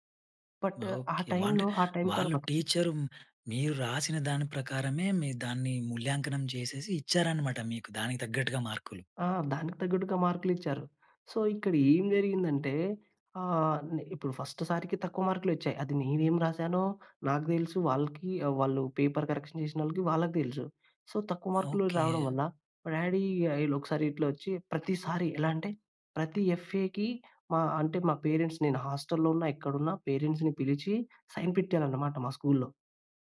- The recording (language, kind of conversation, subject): Telugu, podcast, మీ పని ద్వారా మీరు మీ గురించి ఇతరులు ఏమి తెలుసుకోవాలని కోరుకుంటారు?
- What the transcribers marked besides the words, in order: in English: "బట్"; "అంటే" said as "వంటే"; in English: "సో"; in English: "ఫస్ట్"; in English: "పేపర్ కరెక్షన్"; in English: "సో"; in English: "డ్యాడీ"; in English: "ఎఫ్ఏకి"; in English: "పేరెంట్స్"; in English: "పేరెంట్స్‌ని"; in English: "సైన్"